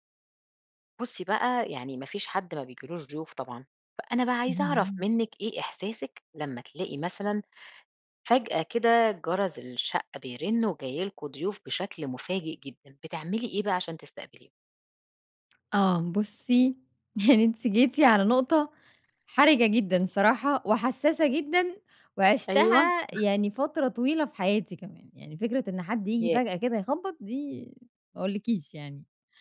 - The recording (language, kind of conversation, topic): Arabic, podcast, إزاي بتحضّري البيت لاستقبال ضيوف على غفلة؟
- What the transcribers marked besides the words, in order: tapping; laughing while speaking: "يعني"; other background noise; chuckle